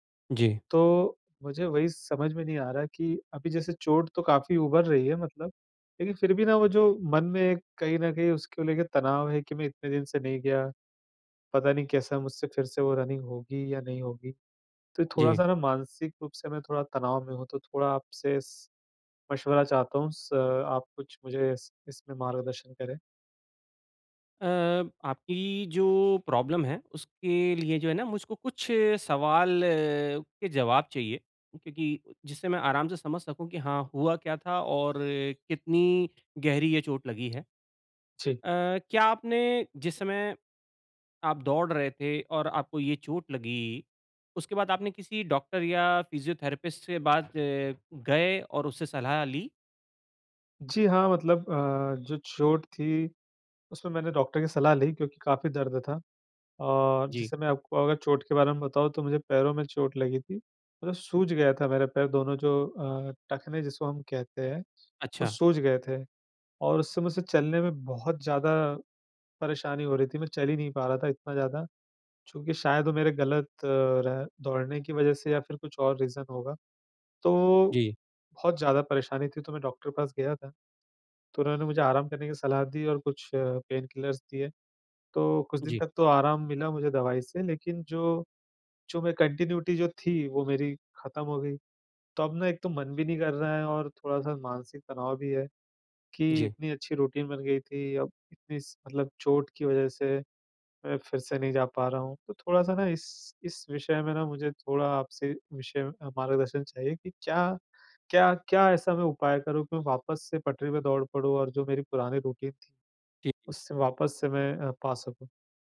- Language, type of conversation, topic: Hindi, advice, चोट के बाद मानसिक स्वास्थ्य को संभालते हुए व्यायाम के लिए प्रेरित कैसे रहें?
- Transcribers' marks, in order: in English: "रनिंग"; in English: "प्रॉब्लम"; in English: "फ़िज़ियोथेरेपिस्ट"; in English: "रीज़न"; in English: "पेनकिलर्स"; in English: "कंटीन्युइटी"; in English: "रूटीन"; in English: "रूटीन"